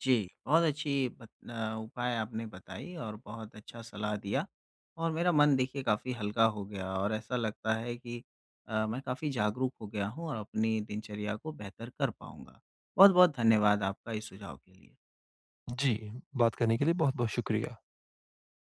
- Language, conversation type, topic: Hindi, advice, नियमित सुबह की दिनचर्या कैसे स्थापित करें?
- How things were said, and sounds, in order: none